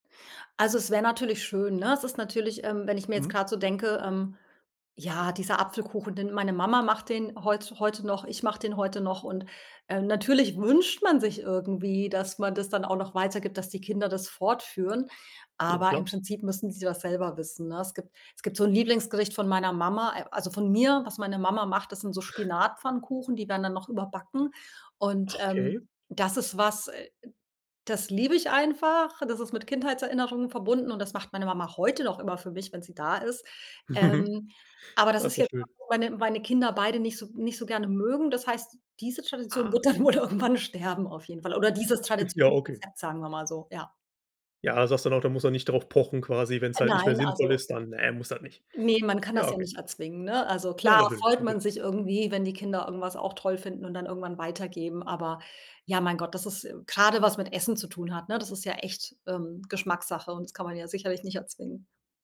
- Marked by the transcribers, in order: other background noise; stressed: "wünscht"; stressed: "heute"; laughing while speaking: "wird dann wohl"; snort
- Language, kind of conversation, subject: German, podcast, Habt ihr Traditionen rund ums Essen?